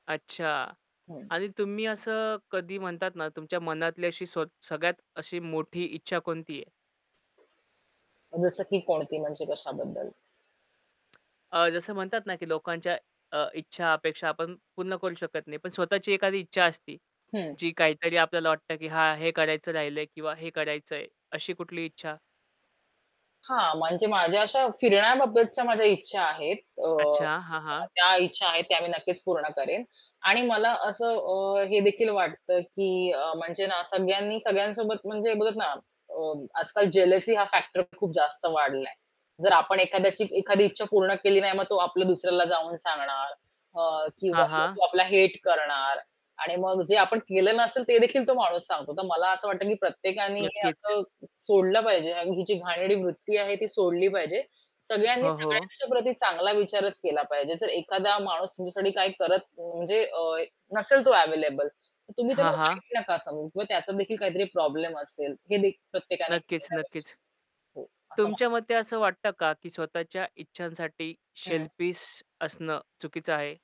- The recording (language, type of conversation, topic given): Marathi, podcast, इतरांच्या अपेक्षा आणि स्वतःच्या इच्छा यांचा समतोल तुम्ही कसा साधता?
- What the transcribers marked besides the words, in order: static; other background noise; tapping; distorted speech; in English: "जेलसी"; in English: "फॅक्टर"; unintelligible speech; "सेल्फिश" said as "शेल्फिश"